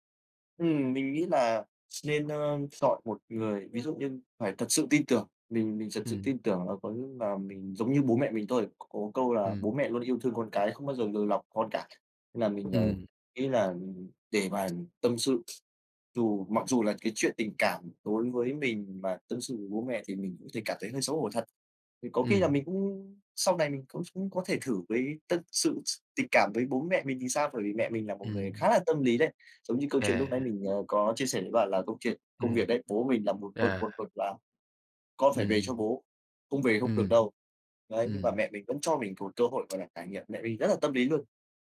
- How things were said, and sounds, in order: other background noise; tapping
- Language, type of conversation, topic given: Vietnamese, podcast, Khi cần lời khuyên, bạn thường hỏi ai và vì sao?